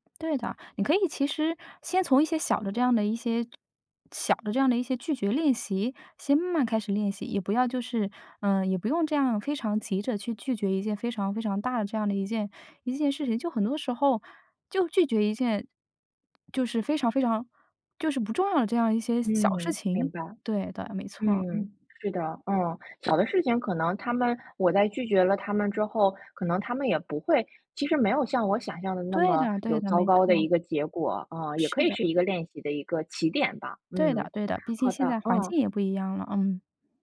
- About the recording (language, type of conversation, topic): Chinese, advice, 我为什么总是很难对别人说“不”，并习惯性答应他们的要求？
- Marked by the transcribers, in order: tapping; other background noise